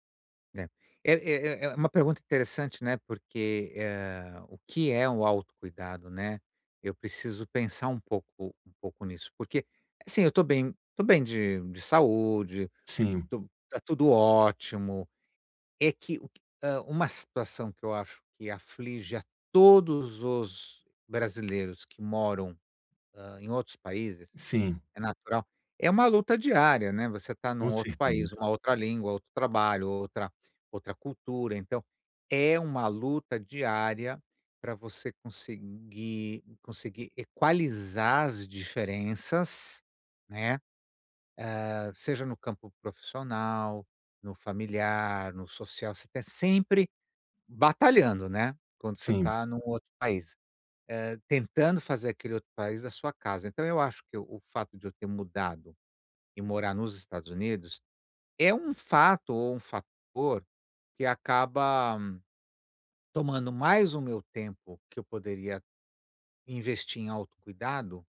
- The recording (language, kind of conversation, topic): Portuguese, advice, Como posso reservar tempo regular para o autocuidado na minha agenda cheia e manter esse hábito?
- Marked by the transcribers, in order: none